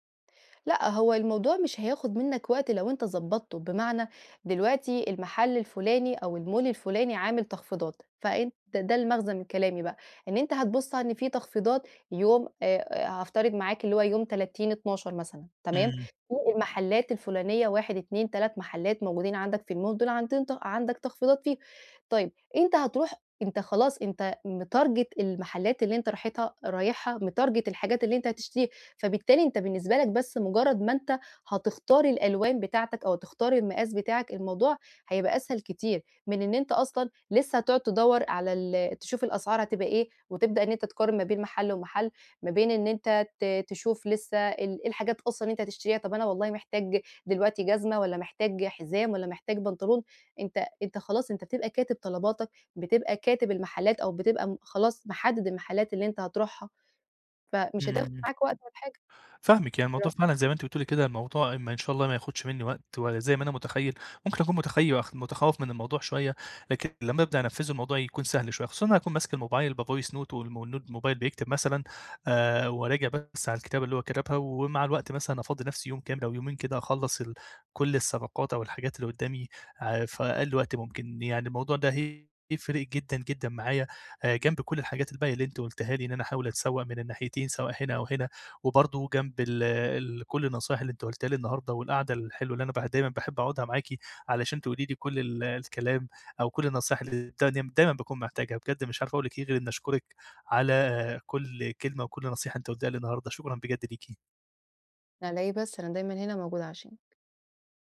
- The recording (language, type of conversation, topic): Arabic, advice, إزاي ألاقِي صفقات وأسعار حلوة وأنا بتسوّق للملابس والهدايا؟
- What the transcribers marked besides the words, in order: in English: "المول"; in English: "المول"; in English: "متارجيت"; in English: "متارجيت"; in English: "بvoice note"; in English: "والnote"; unintelligible speech